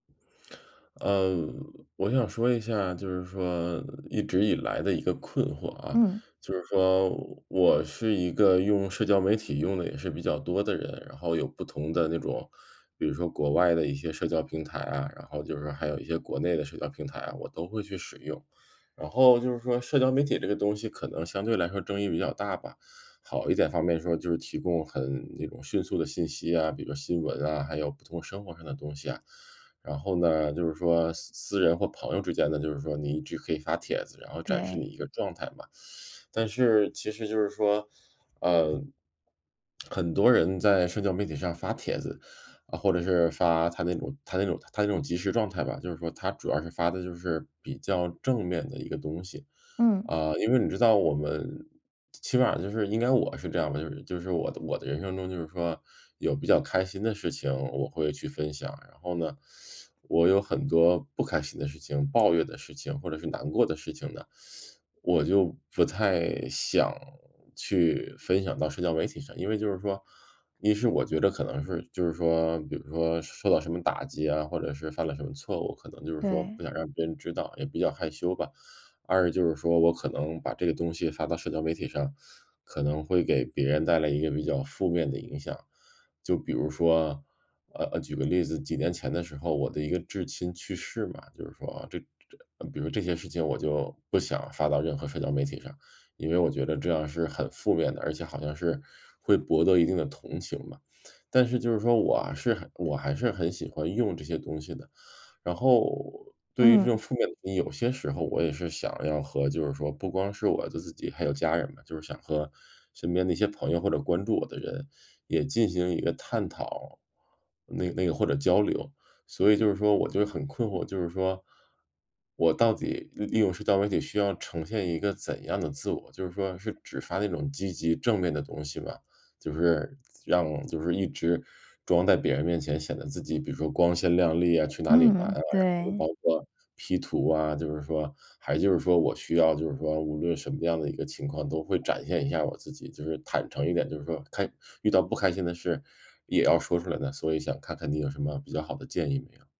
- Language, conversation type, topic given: Chinese, advice, 我该如何在社交媒体上既保持真实又让人喜欢？
- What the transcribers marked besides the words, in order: none